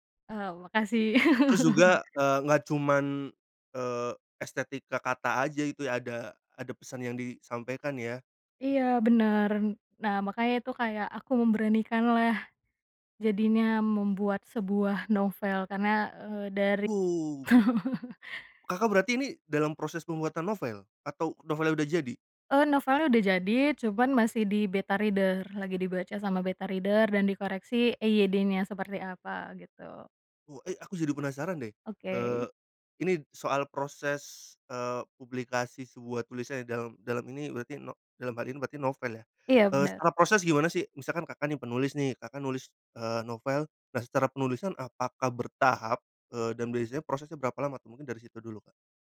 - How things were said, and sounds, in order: other background noise; laugh; laugh; in English: "beta reader"; in English: "beta reader"
- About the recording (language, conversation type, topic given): Indonesian, podcast, Apa rasanya saat kamu menerima komentar pertama tentang karya kamu?
- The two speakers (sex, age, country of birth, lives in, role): female, 25-29, Indonesia, Indonesia, guest; male, 30-34, Indonesia, Indonesia, host